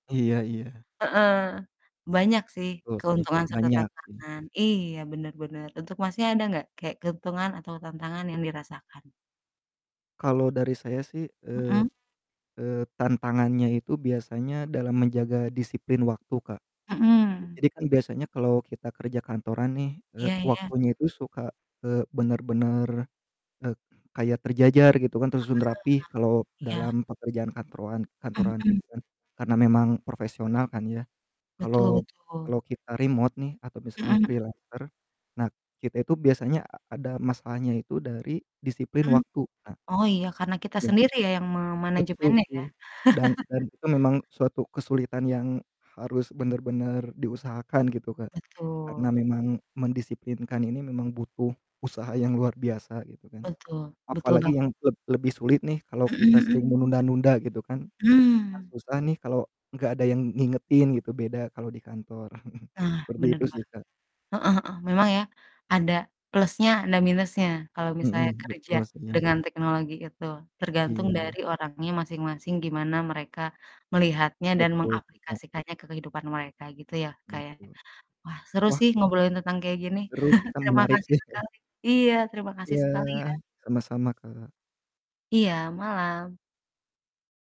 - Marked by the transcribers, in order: distorted speech; static; drawn out: "Ah"; in English: "freelancer"; chuckle; chuckle; chuckle
- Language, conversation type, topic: Indonesian, unstructured, Bagaimana teknologi mengubah cara kita bekerja saat ini?